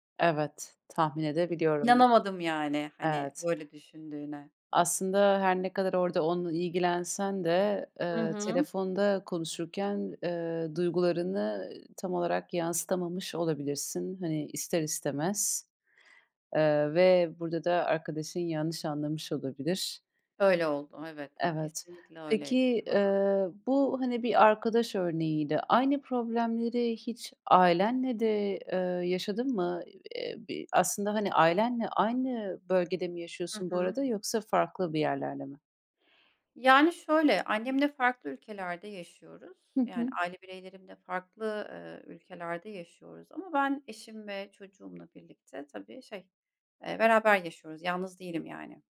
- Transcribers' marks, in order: other background noise
- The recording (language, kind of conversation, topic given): Turkish, podcast, Telefonda dinlemekle yüz yüze dinlemek arasında ne fark var?